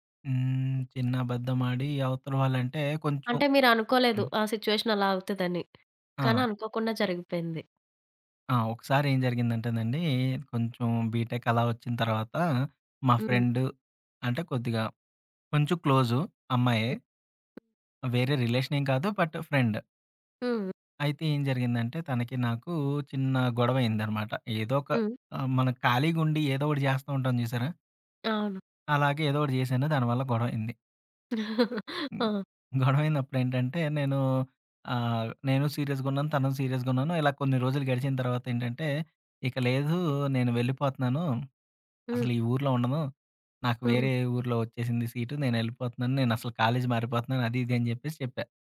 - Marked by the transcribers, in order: in English: "బీటెక్"; in English: "బట్ ఫ్రెండ్"; chuckle; other noise; other background noise; in English: "కాలేజ్"
- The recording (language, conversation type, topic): Telugu, podcast, చిన్న అబద్ధాల గురించి నీ అభిప్రాయం ఏంటి?